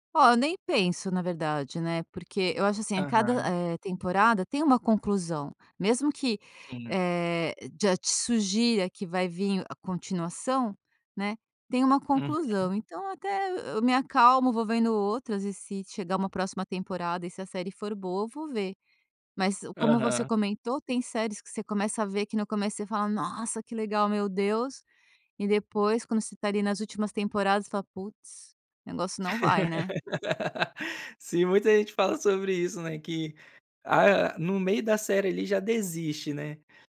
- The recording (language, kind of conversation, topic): Portuguese, podcast, Como você decide o que assistir numa noite livre?
- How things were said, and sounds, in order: laugh